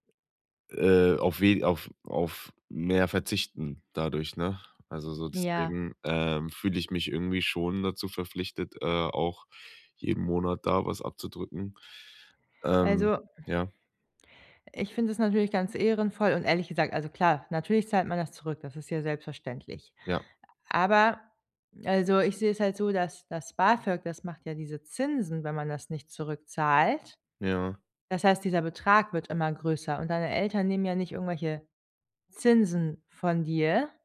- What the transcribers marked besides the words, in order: other noise
- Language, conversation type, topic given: German, advice, Wie kann ich meine Schulden unter Kontrolle bringen und wieder finanziell sicher werden?